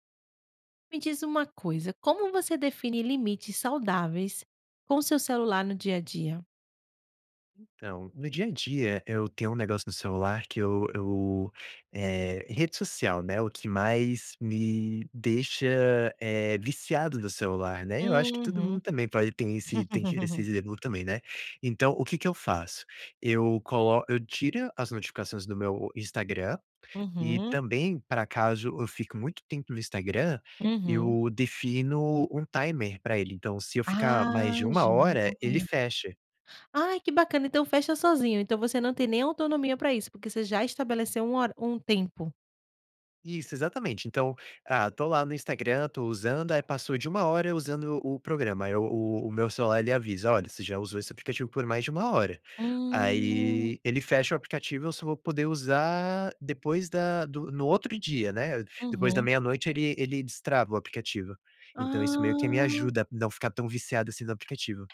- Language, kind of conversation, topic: Portuguese, podcast, Como você define limites saudáveis para o uso do celular no dia a dia?
- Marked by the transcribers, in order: chuckle